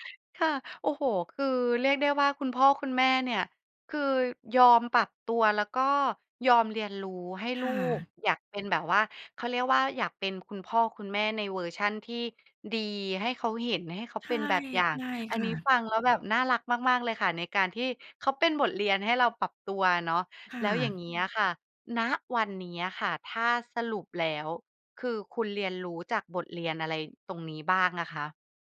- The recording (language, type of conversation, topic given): Thai, podcast, บทเรียนสำคัญที่สุดที่การเป็นพ่อแม่สอนคุณคืออะไร เล่าให้ฟังได้ไหม?
- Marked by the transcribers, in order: other background noise